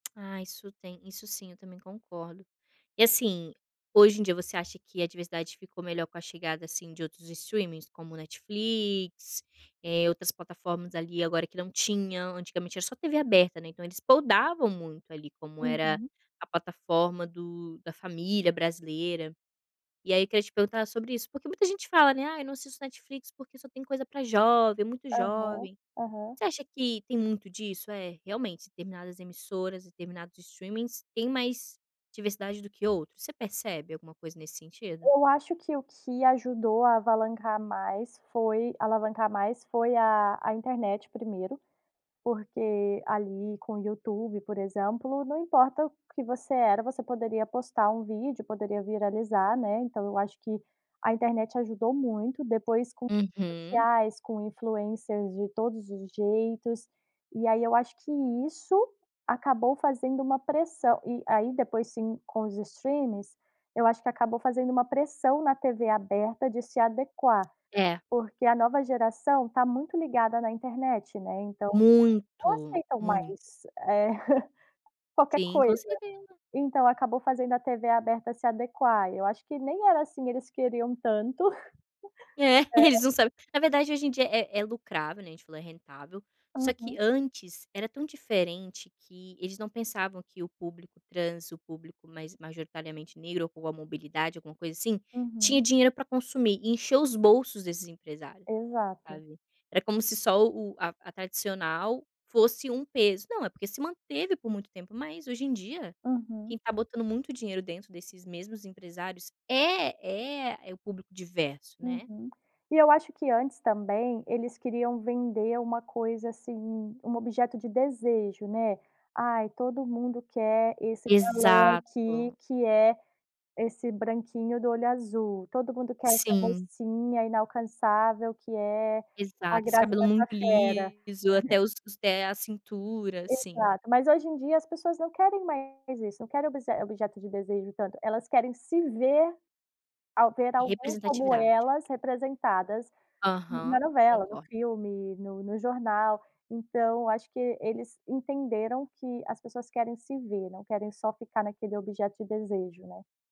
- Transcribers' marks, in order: tapping; "alavancar" said as "avanlacar"; chuckle; laughing while speaking: "É"; chuckle; other background noise; unintelligible speech
- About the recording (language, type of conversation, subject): Portuguese, podcast, Como você enxerga a diversidade na televisão hoje?